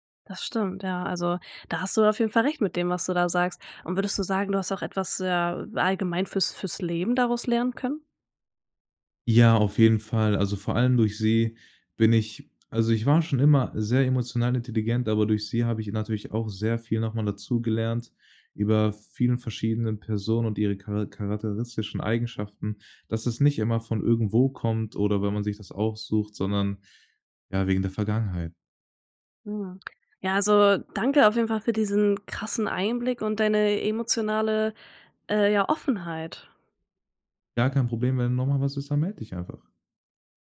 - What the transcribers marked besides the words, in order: none
- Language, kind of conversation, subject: German, podcast, Wann hat ein Zufall dein Leben komplett verändert?